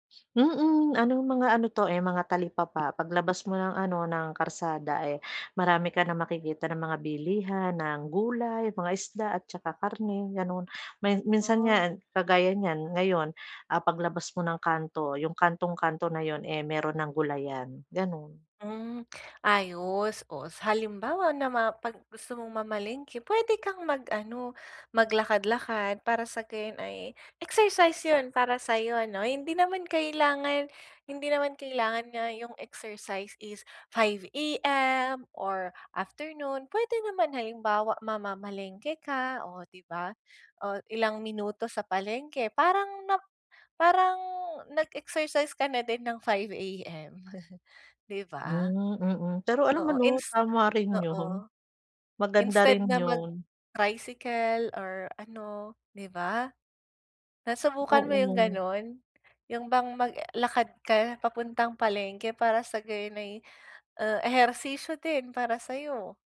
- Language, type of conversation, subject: Filipino, advice, Paano ko malalampasan ang pagkaplató o pag-udlot ng pag-unlad ko sa ehersisyo?
- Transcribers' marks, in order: tapping